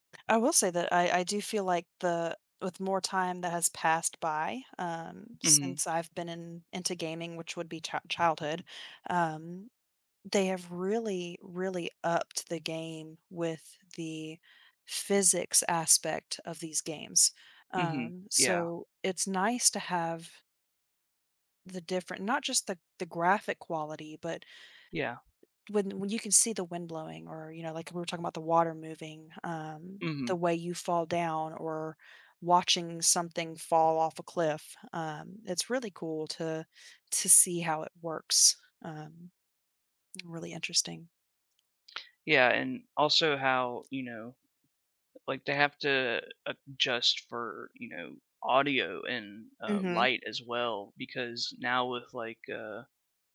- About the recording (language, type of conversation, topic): English, unstructured, How does realistic physics in video games affect the way we experience virtual worlds?
- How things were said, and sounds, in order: other background noise